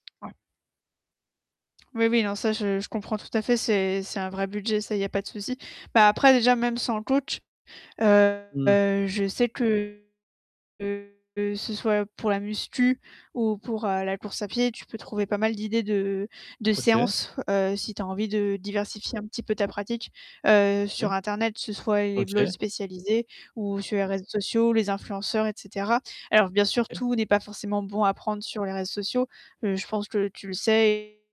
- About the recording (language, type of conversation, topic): French, advice, Que puis-je faire si je m’entraîne régulièrement mais que je ne constate plus d’amélioration ?
- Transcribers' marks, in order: tapping; distorted speech; "musculation" said as "muscu"